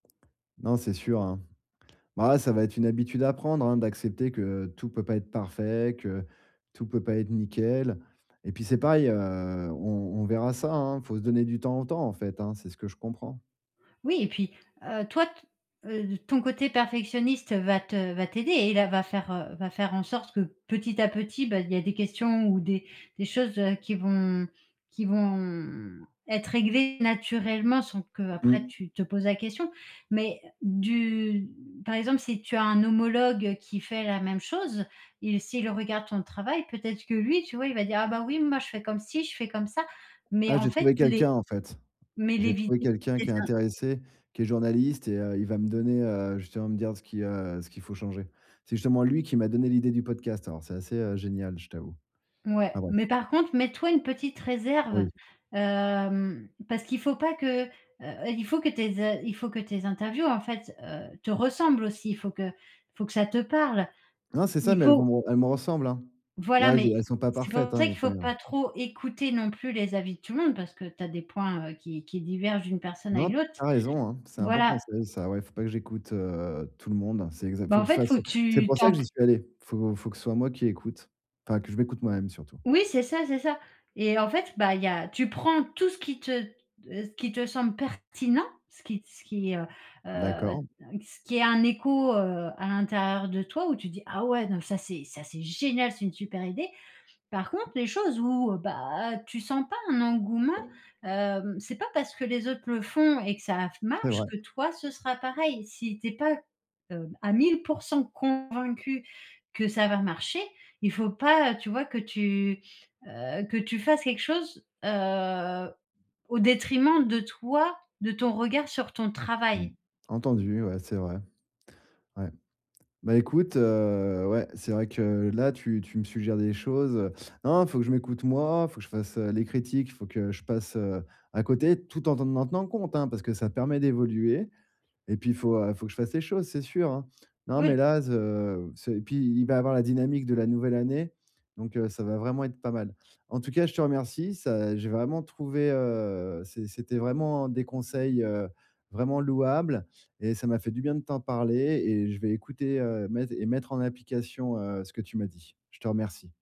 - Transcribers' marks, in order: tapping; drawn out: "vont"; stressed: "pertinent"; stressed: "génial"; stressed: "travail"
- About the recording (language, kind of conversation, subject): French, advice, Comment ton perfectionnisme ralentit-il ton avancement et bloque-t-il ta progression ?